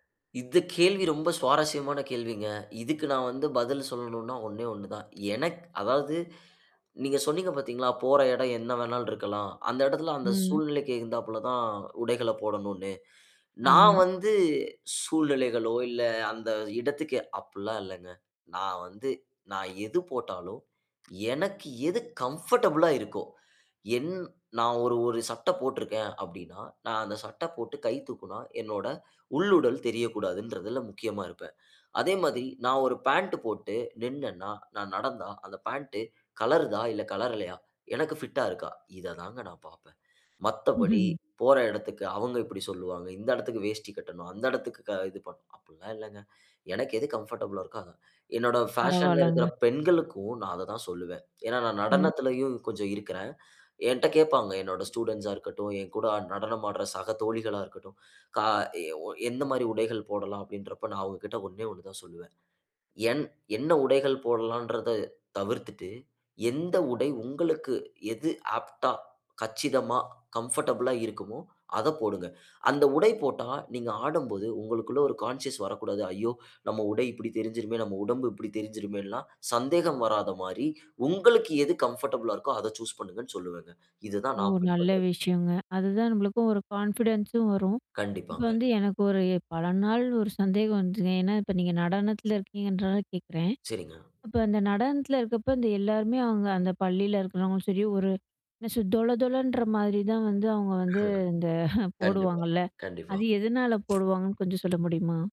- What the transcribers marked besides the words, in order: "உகந்தாப்ல" said as "எகிந்தாப்ல"; in English: "கம்ஃபர்டபிளா"; chuckle; in English: "கம்ஃபர்டபிளா"; in English: "ஆப்ட்‌டா"; in English: "கம்ஃபர்டபிளா"; in English: "கான்ஷியஸ்"; in English: "கம்ஃபர்டபிளா"; in English: "கான்ஃபிடன்ஸ்"; other background noise; chuckle; tsk
- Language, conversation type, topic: Tamil, podcast, தங்கள் பாரம்பரிய உடைகளை நீங்கள் எப்படிப் பருவத்துக்கும் சந்தர்ப்பத்துக்கும் ஏற்றபடி அணிகிறீர்கள்?